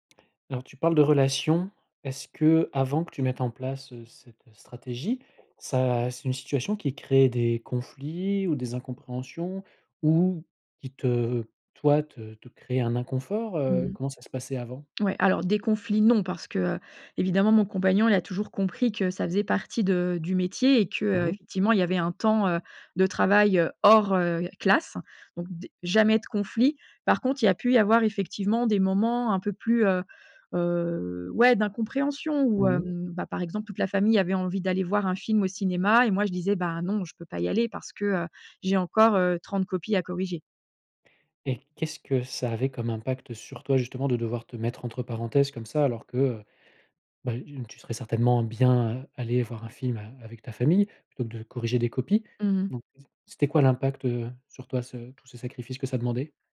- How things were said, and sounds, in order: other background noise; tapping
- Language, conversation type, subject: French, podcast, Comment trouver un bon équilibre entre le travail et la vie de famille ?